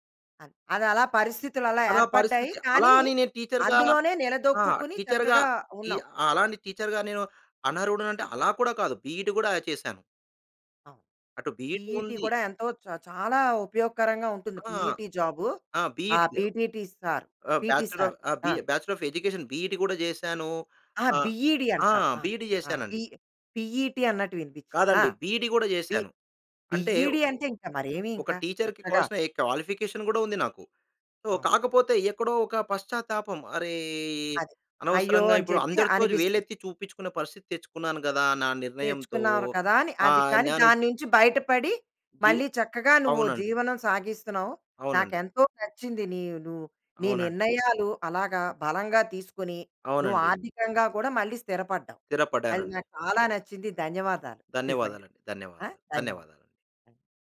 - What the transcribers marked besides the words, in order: in English: "టీచర్‌గా"; in English: "టీచర్‌గా"; in English: "టీచర్‌గా"; in English: "బిఈడి"; in English: "పిఈటి"; in English: "బిఈడి"; in English: "బిఈడి"; in English: "పిఈటి జాబ్ పిటిటి సార్ పిటి సార్"; in English: "బ్యాచ్లర్ ఆఫ్"; in English: "బ్యాచ్లర్ ఆఫ్ ఎడ్యుకేషన్ బిఈడి"; in English: "బిఈడి"; in English: "బిఈడి"; in English: "పిఈటి"; in English: "బిఇడి"; in English: "బిఇడి"; in English: "టీచర్‌కి"; in English: "క్వాలిఫికేషన్"; in English: "సో"
- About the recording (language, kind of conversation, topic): Telugu, podcast, నీ జీవితంలో నువ్వు ఎక్కువగా పశ్చాత్తాపపడే నిర్ణయం ఏది?